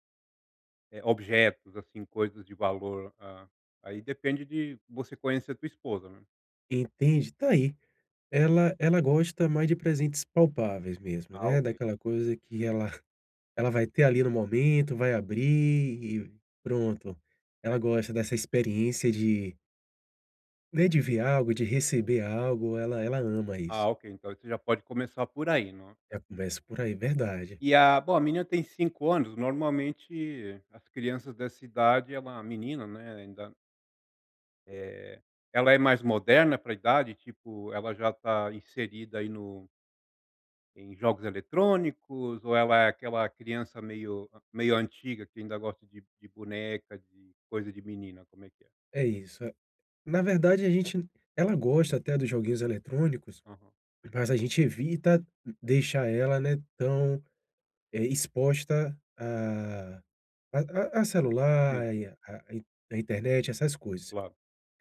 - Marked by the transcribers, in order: chuckle; tapping
- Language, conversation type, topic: Portuguese, advice, Como posso encontrar um presente bom e adequado para alguém?